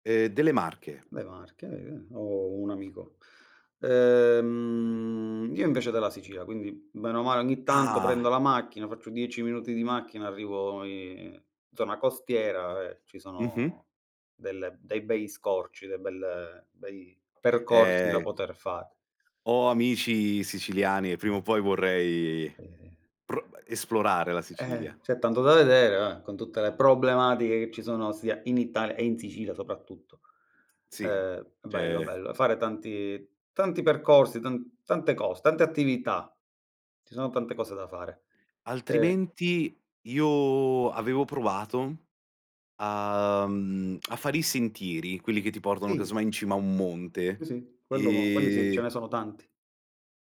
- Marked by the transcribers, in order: tapping; other background noise; drawn out: "Ehm"; drawn out: "Ah!"; drawn out: "in"; background speech; other noise; drawn out: "vorrei"; "cioè" said as "ceh"; lip smack; drawn out: "e"
- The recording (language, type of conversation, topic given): Italian, unstructured, In che modo un hobby può migliorare la tua vita quotidiana?
- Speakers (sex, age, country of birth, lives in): male, 20-24, Italy, Italy; male, 35-39, Italy, Italy